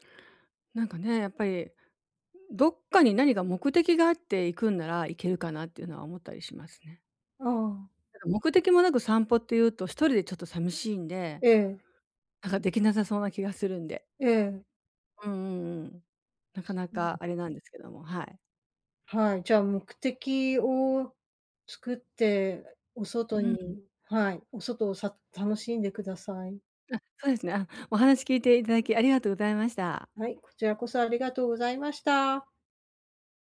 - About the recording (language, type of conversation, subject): Japanese, advice, やる気が出ないとき、どうすれば一歩を踏み出せますか？
- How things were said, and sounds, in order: none